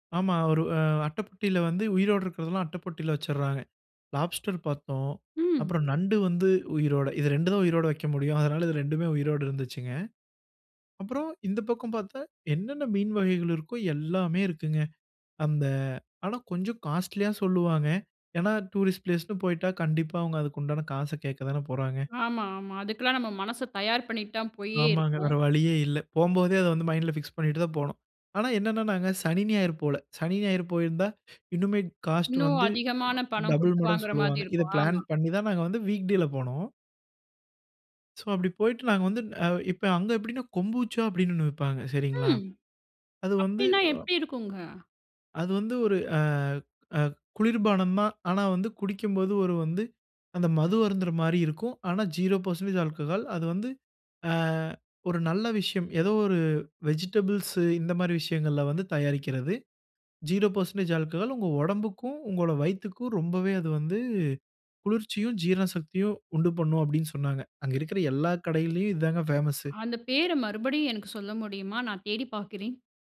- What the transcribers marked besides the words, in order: in English: "லாப்ஸ்டர்"; in English: "காஸ்ட்லியா"; in English: "டூரிஸ்ட் பிளேஸ்னு"; in English: "மைண்ட்ல பிக்ஸ்"; in English: "காஸ்ட்"; in English: "டபிள்"; in English: "பிளான்"; in English: "வீக்டேல"; in English: "ஜீரோ பெர்சென்டேஜ் ஆல்கஹால்"; in English: "வெஜிடபிள்ஸ்"; in English: "ஜீரோ பெர்சென்டேஜ் ஆல்கஹால்"
- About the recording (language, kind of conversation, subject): Tamil, podcast, ஒரு ஊரின் உணவு உங்களுக்கு என்னென்ன நினைவுகளை மீண்டும் நினைவூட்டுகிறது?